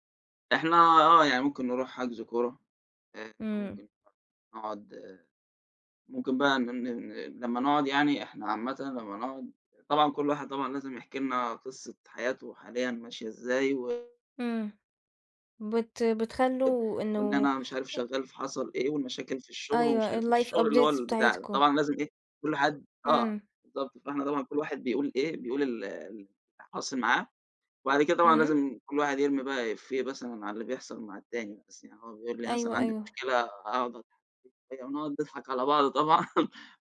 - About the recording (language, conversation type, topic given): Arabic, podcast, إيه سرّ شِلّة صحاب بتفضل مكملة سنين؟
- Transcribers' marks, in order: unintelligible speech; tapping; in English: "الlife updates"; unintelligible speech; laugh